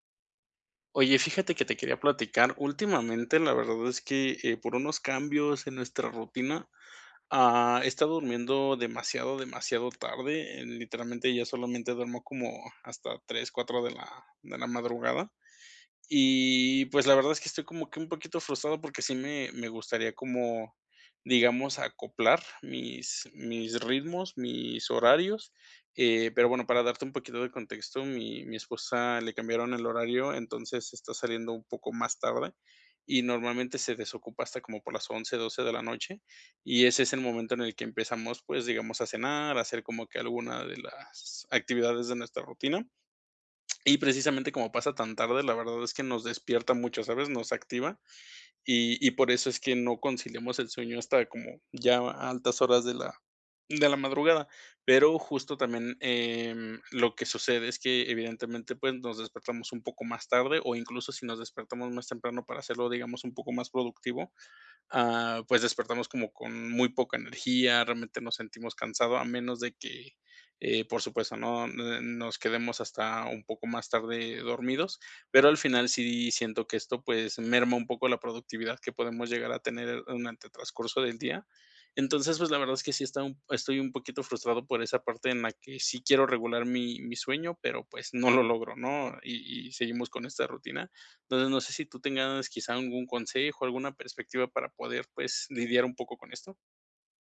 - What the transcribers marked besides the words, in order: none
- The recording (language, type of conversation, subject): Spanish, advice, ¿Cómo puedo establecer una rutina de sueño consistente cada noche?
- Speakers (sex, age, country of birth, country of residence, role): male, 30-34, Mexico, France, advisor; male, 30-34, Mexico, Mexico, user